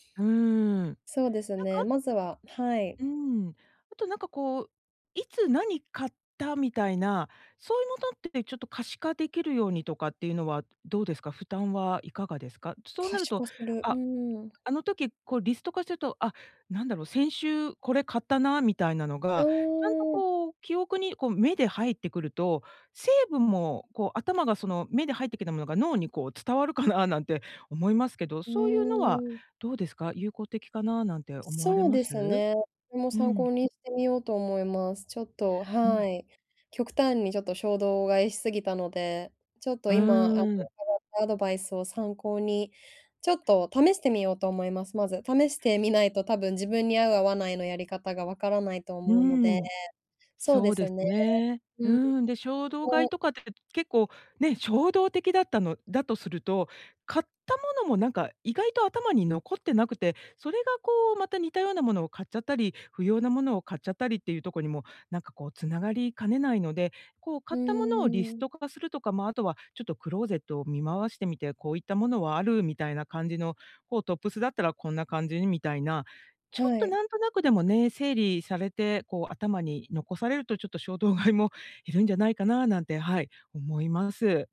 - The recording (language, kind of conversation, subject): Japanese, advice, 衝動買いを抑えるために、日常でできる工夫は何ですか？
- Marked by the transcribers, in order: laughing while speaking: "伝わるかな"; other background noise; unintelligible speech; laughing while speaking: "衝動買いも"